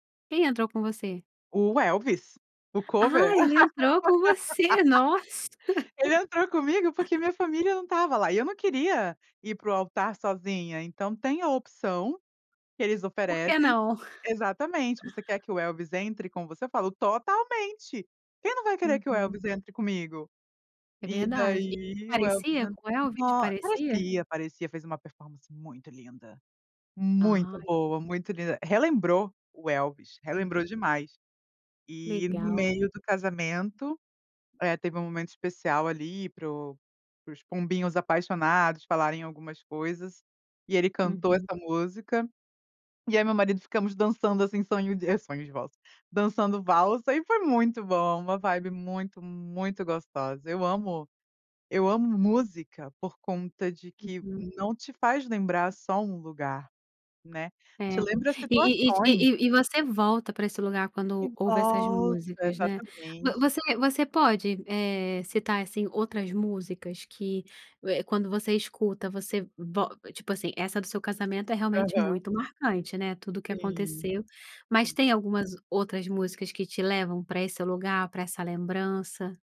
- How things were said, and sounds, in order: laugh; laugh; chuckle; tapping; in English: "vibe"; other background noise
- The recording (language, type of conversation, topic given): Portuguese, podcast, Que música te faz lembrar de um lugar especial?